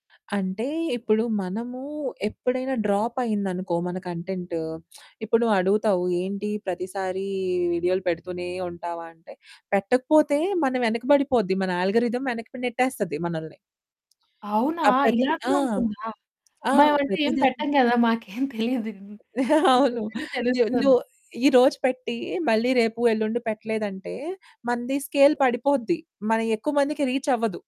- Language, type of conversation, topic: Telugu, podcast, ఇన్ఫ్లుఎన్సర్‌లు డబ్బు ఎలా సంపాదిస్తారు?
- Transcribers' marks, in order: in English: "డ్రాప్"; lip smack; in English: "ఆల్గోరిథమ్"; tapping; laughing while speaking: "మాకేం తెలీదు"; distorted speech; other background noise; laughing while speaking: "అవును"; in English: "స్కేల్"; in English: "రీచ్"